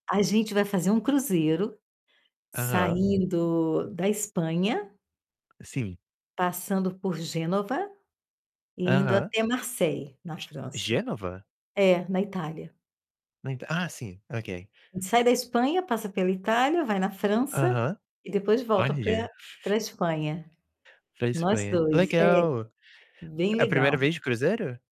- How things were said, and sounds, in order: static; tapping; distorted speech
- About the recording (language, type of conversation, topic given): Portuguese, unstructured, Como você costuma passar o tempo com sua família?